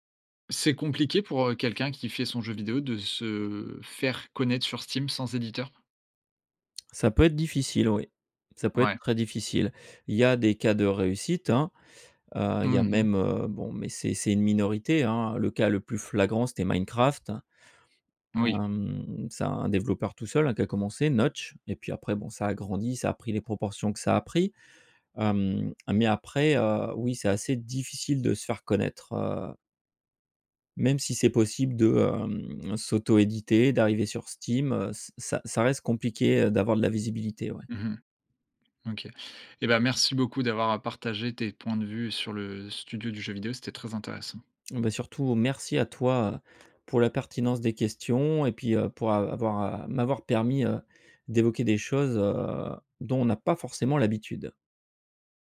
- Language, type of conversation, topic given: French, podcast, Quel rôle jouent les émotions dans ton travail créatif ?
- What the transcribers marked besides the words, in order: stressed: "pas"